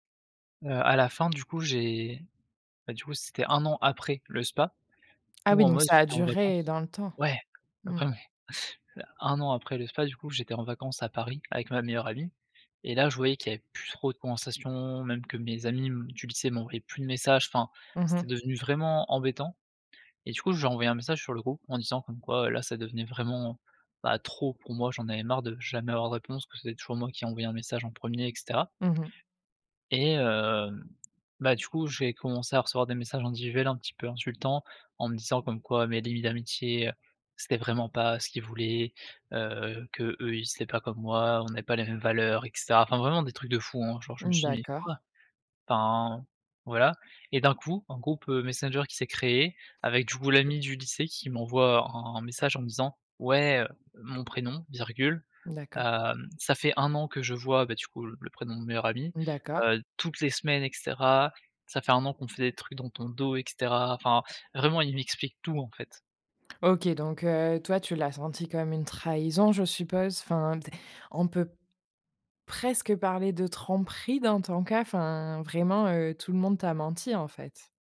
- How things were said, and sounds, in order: stressed: "vraiment"; stressed: "toutes"; stressed: "trahison"; stressed: "presque"
- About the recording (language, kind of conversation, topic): French, podcast, Comment regagner la confiance après avoir commis une erreur ?